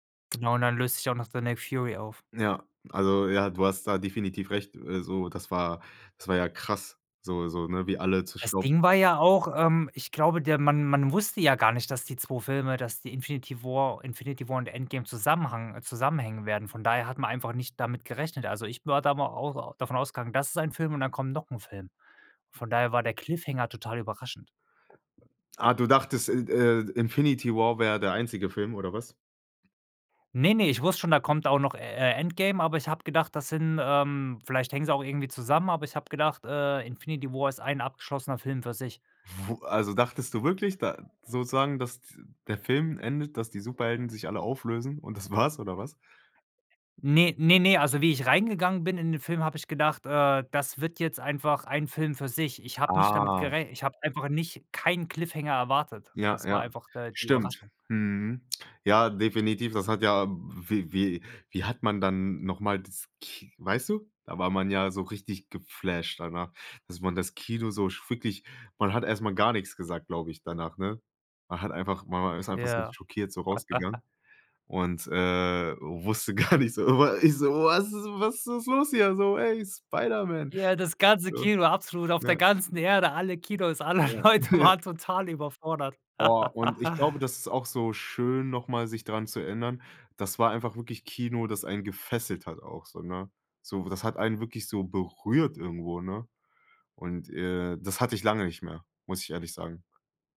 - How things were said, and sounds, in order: laughing while speaking: "war's"; surprised: "Ah"; in English: "Cliffhanger"; other noise; laugh; laughing while speaking: "gar nicht so"; put-on voice: "Was was was ist los hier so, ey, Spiderman?"; joyful: "Ja, das ganze Kino absolut … waren total überfordert"; laughing while speaking: "Ja"; laughing while speaking: "Leute"; laugh
- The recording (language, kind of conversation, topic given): German, podcast, Welche Filmszene kannst du nie vergessen, und warum?